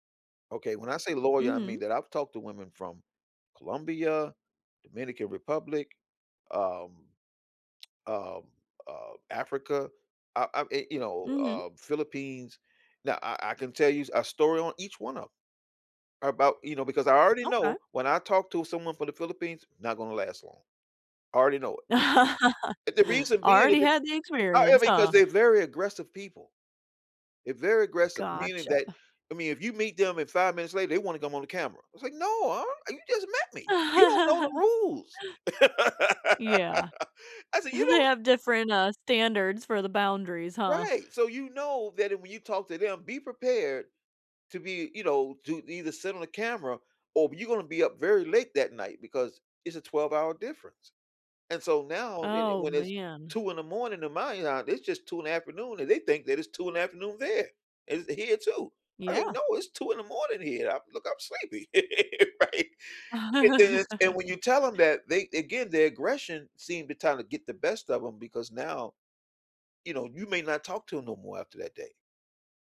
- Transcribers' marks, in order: lip smack; laugh; other background noise; laugh; chuckle; laugh; laugh; laughing while speaking: "Right?"; laugh
- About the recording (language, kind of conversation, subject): English, unstructured, How can I keep a long-distance relationship feeling close without constant check-ins?